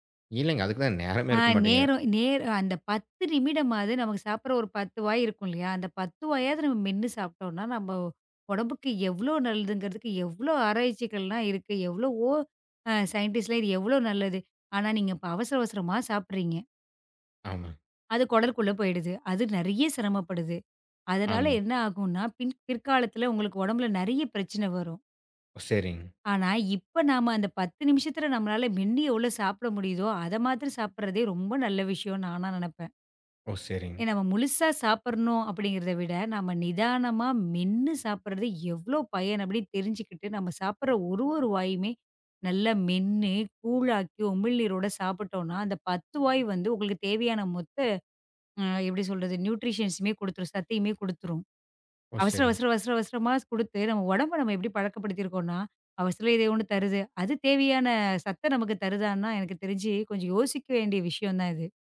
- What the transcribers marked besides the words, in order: in English: "ஸைன்டிஸ்ட்லாம்"; in English: "ந்யூட்ரிஷன்ஸ்மே"
- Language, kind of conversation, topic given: Tamil, podcast, நிதானமாக சாப்பிடுவதால் கிடைக்கும் மெய்நுணர்வு நன்மைகள் என்ன?